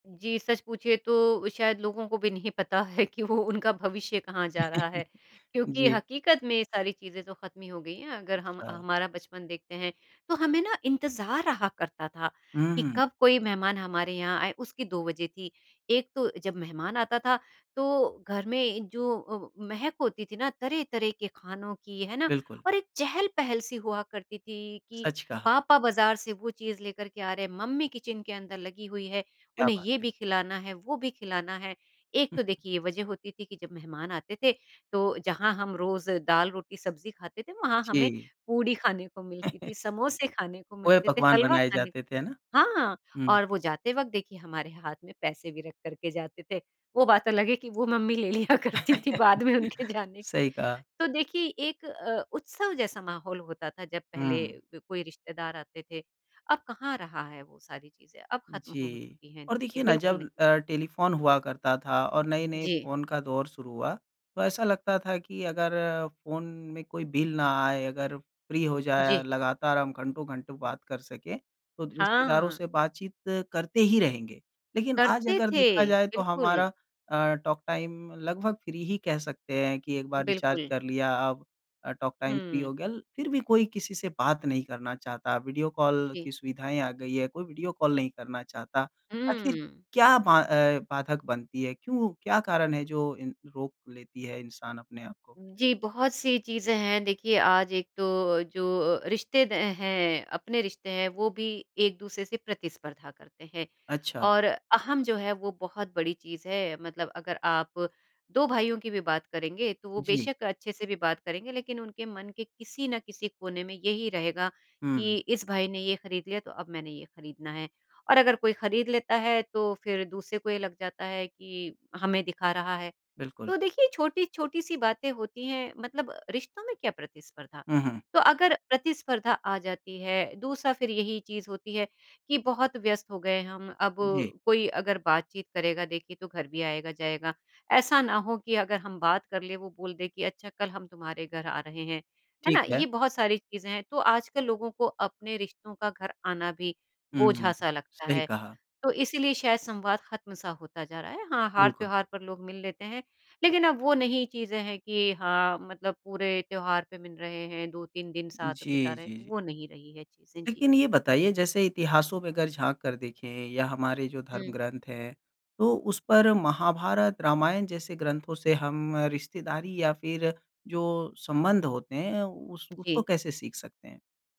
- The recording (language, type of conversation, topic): Hindi, podcast, तनावपूर्ण रिश्ते में बातचीत की शुरुआत कैसे करें?
- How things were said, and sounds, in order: laughing while speaking: "वो उनका"; chuckle; in English: "किचन"; chuckle; laughing while speaking: "ले लिया करती थी बाद में उनके जाने के"; laugh; in English: "फ्री"; in English: "टॉक टाइम"; in English: "फ्री"; in English: "रिचार्ज"; in English: "टॉक टाइम फ्री"